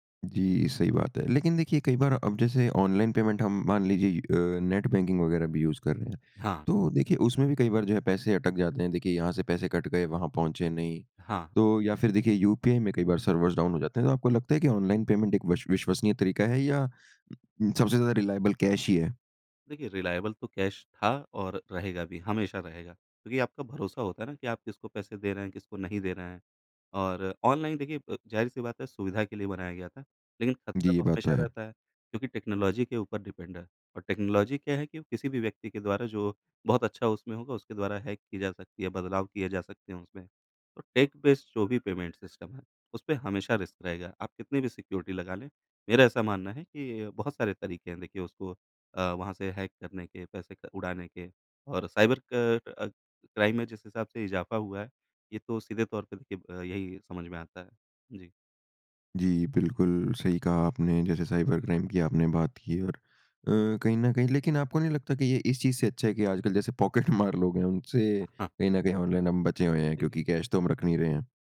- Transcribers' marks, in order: in English: "पेमेंट"; in English: "यूज़"; in English: "सर्वर्स डाउन"; in English: "पेमेंट"; in English: "रिलाएबल कैश"; in English: "रिलाएबल"; in English: "कैश"; tapping; in English: "टेक्नोलॉज़ी"; in English: "डिपेंड"; in English: "टेक्नोलॉज़ी"; in English: "हैक"; in English: "टेक-बेस्ड"; in English: "पेमेंट सिस्टम"; in English: "रिस्क"; in English: "सिक्योरिटी"; in English: "हैक"; in English: "क्राइम"; in English: "साइबर-क्राइम"; in English: "कैश"
- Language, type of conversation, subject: Hindi, podcast, ऑनलाइन भुगतान करते समय आप कौन-कौन सी सावधानियाँ बरतते हैं?